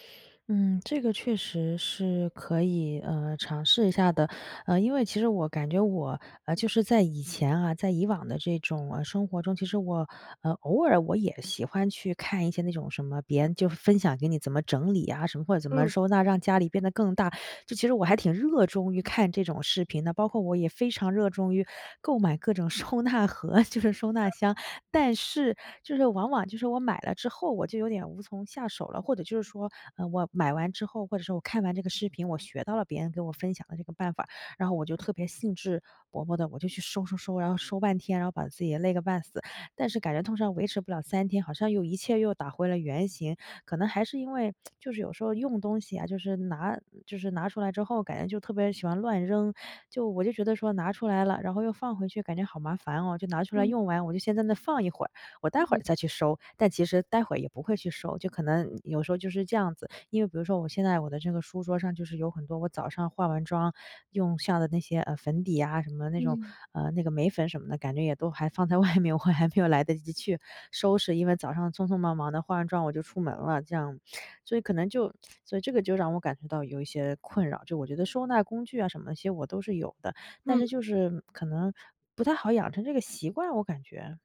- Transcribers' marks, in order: laughing while speaking: "收纳盒，就是"; chuckle; other background noise; tsk; laughing while speaking: "放在外面，我还没有"
- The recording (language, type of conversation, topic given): Chinese, advice, 我怎样才能保持工作区整洁，减少杂乱？